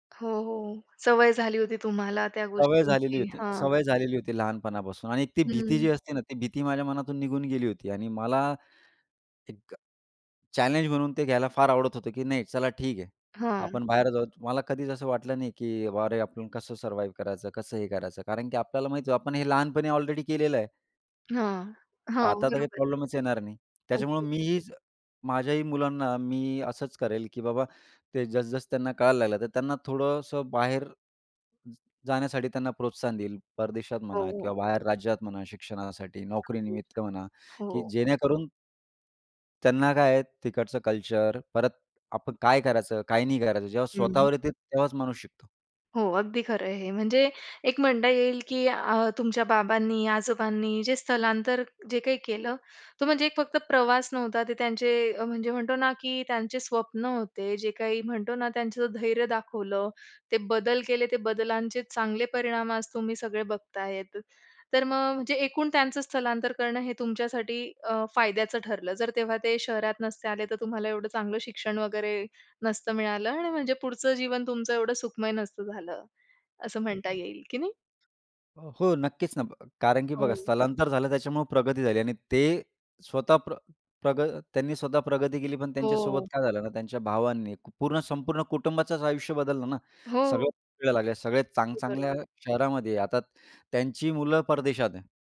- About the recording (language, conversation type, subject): Marathi, podcast, बाबा-आजोबांच्या स्थलांतराच्या गोष्टी सांगशील का?
- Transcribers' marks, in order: in English: "सर्वाईव"; tapping; other background noise; unintelligible speech; other noise